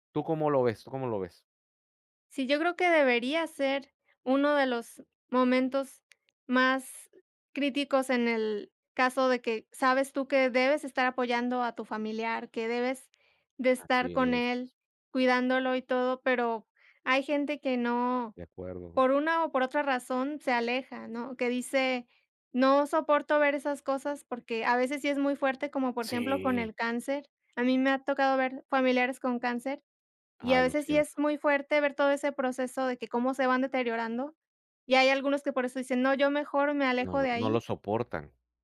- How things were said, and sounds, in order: tapping
- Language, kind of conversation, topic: Spanish, unstructured, ¿Crees que es justo que algunas personas mueran solas?